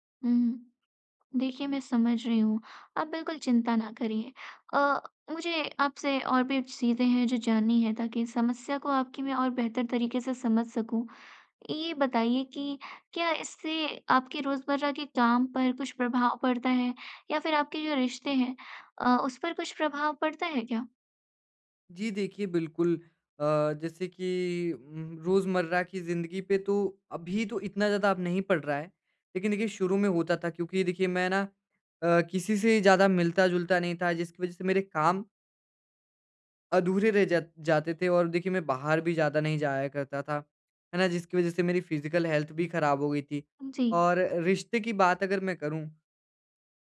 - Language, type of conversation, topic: Hindi, advice, मैं शर्मिंदगी के अनुभव के बाद अपना आत्म-सम्मान फिर से कैसे बना सकता/सकती हूँ?
- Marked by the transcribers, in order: in English: "फ़िजिकल हेल्थ"